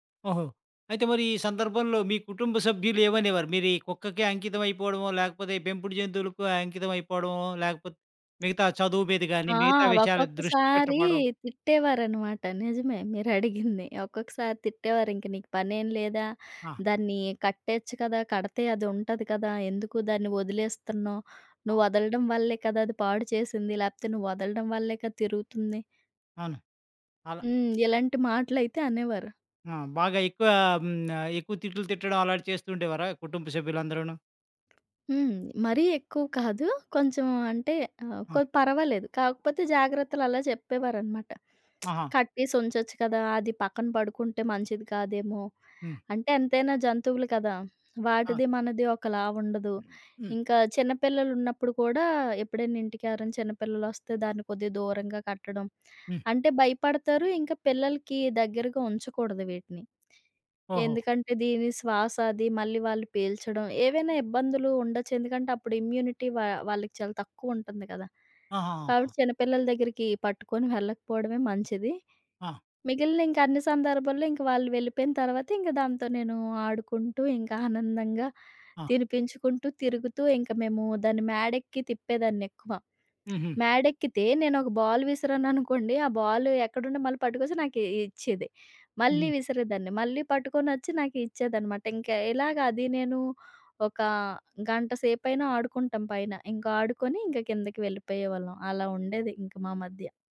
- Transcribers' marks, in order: tapping; lip smack; other background noise; in English: "ఇమ్యూనిటీ"; in English: "బాల్"
- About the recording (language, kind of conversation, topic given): Telugu, podcast, పెంపుడు జంతువును మొదటిసారి పెంచిన అనుభవం ఎలా ఉండింది?